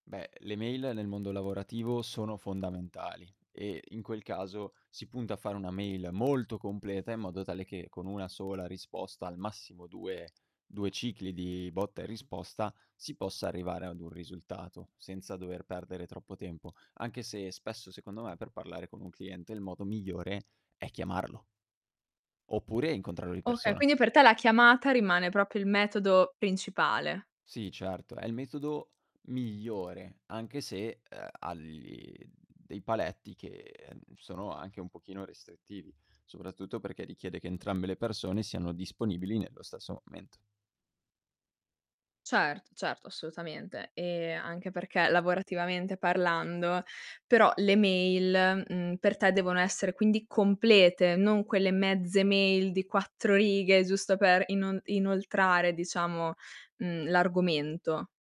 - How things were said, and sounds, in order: distorted speech; tapping; stressed: "molto"; "incontrarlo" said as "incontrarro"; "proprio" said as "propio"
- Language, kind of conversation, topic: Italian, podcast, Preferisci parlare tramite messaggi o telefonate, e perché?